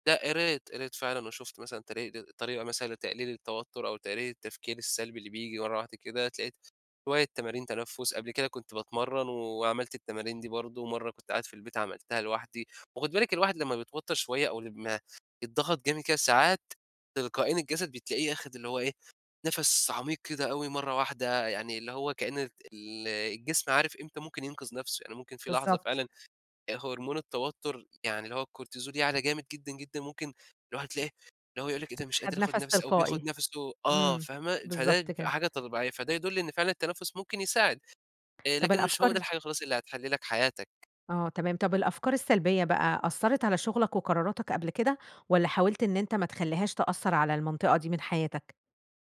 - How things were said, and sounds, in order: "طبيعية" said as "طلبيعية"
- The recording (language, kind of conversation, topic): Arabic, podcast, كيف بتتعامل مع التفكير السلبي المتكرر؟